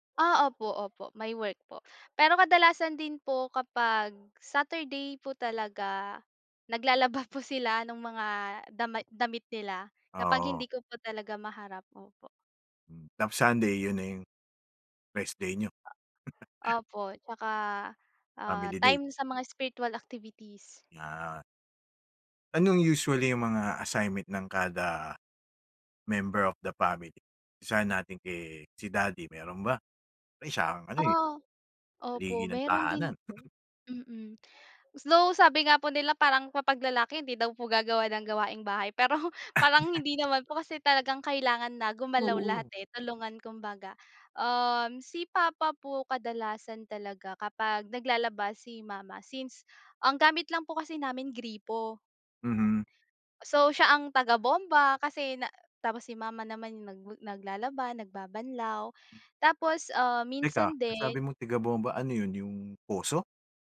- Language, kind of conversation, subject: Filipino, podcast, Paano ninyo inaayos at hinahati ang mga gawaing-bahay sa inyong tahanan?
- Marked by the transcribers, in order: dog barking; other background noise; tapping; laugh; in English: "spiritual activities"; in English: "member of the family?"; chuckle; laughing while speaking: "Ah, 'yan"